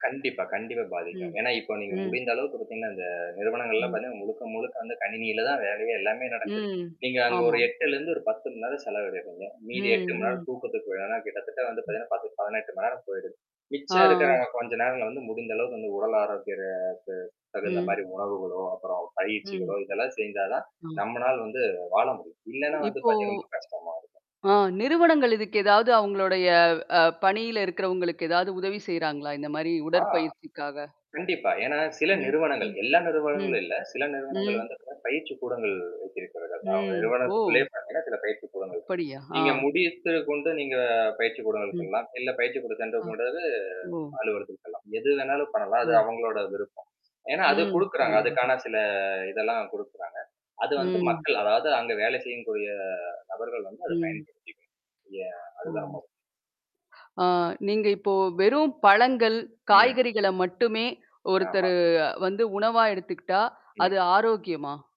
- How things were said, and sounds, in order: static; "ஆரோக்கியத்துக்கு" said as "ஆரோக்கியறத்து"; other noise; mechanical hum; "முடது" said as "முடித்து"; tapping
- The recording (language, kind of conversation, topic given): Tamil, podcast, குடும்பத்துடன் ஆரோக்கிய பழக்கங்களை நீங்கள் எப்படிப் வளர்க்கிறீர்கள்?